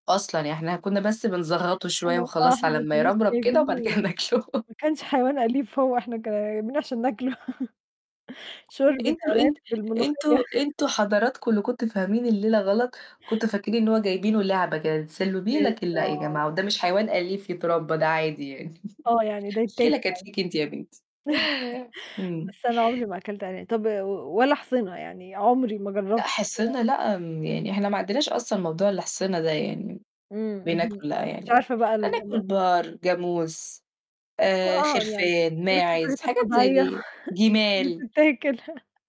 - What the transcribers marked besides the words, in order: laughing while speaking: "ناكله"; chuckle; chuckle; chuckle; unintelligible speech; chuckle; unintelligible speech; unintelligible speech; unintelligible speech; distorted speech; chuckle
- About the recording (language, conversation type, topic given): Arabic, unstructured, إيه أحلى مغامرة عشتها في حياتك؟